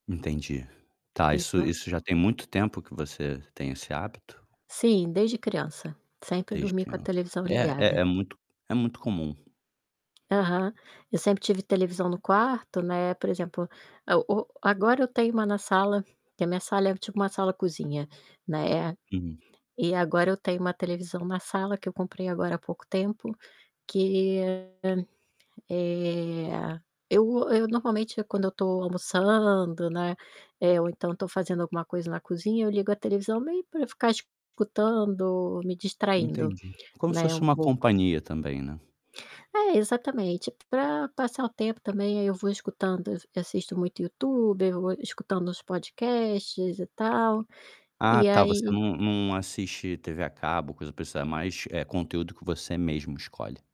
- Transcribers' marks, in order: static; tapping; other background noise; distorted speech; drawn out: "eh"
- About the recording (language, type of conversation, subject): Portuguese, advice, Como posso melhorar meu sono, reduzindo o uso excessivo de telas e organizando melhor meu tempo?